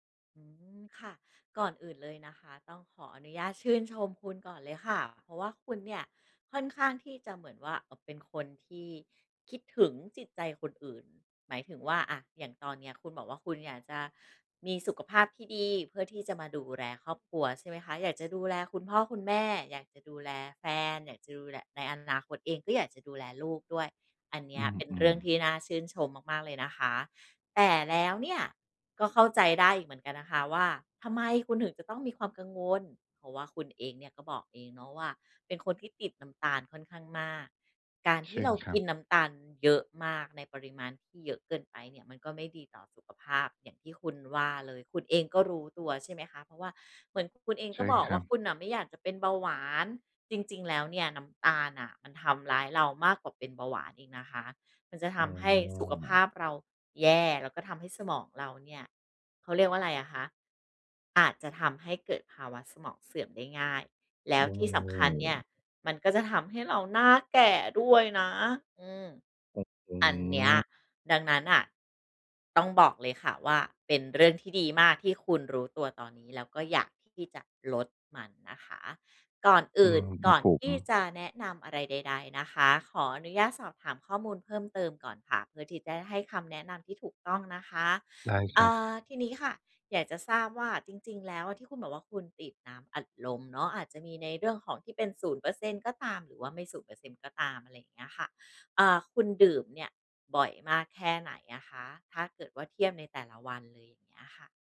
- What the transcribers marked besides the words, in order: put-on voice: "เราหน้าแก่ด้วยนะ"; other background noise
- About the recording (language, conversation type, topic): Thai, advice, คุณควรเริ่มลดการบริโภคน้ำตาลอย่างไร?